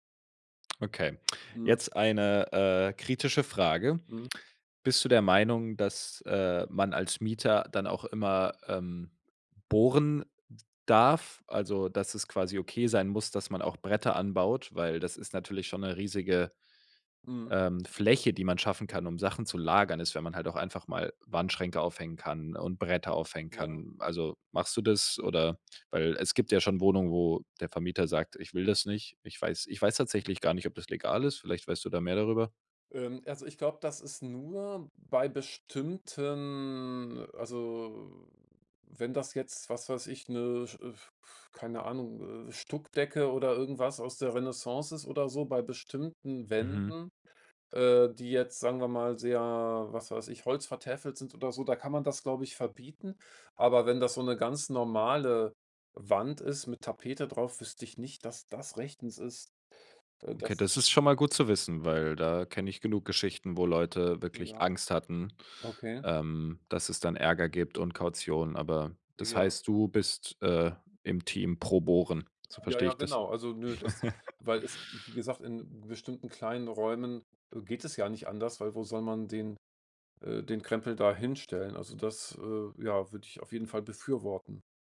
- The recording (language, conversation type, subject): German, podcast, Wie schaffst du mehr Platz in kleinen Räumen?
- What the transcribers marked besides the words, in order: lip smack; chuckle